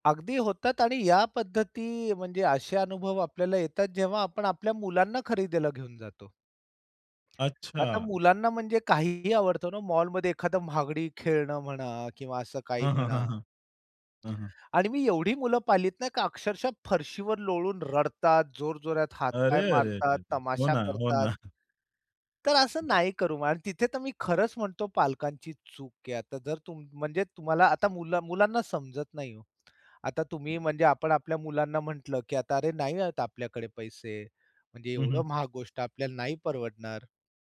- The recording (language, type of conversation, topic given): Marathi, podcast, तुम्हाला ‘नाही’ म्हणायचं झालं, तर तुम्ही ते कसं करता?
- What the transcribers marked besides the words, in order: laughing while speaking: "हो ना"; other background noise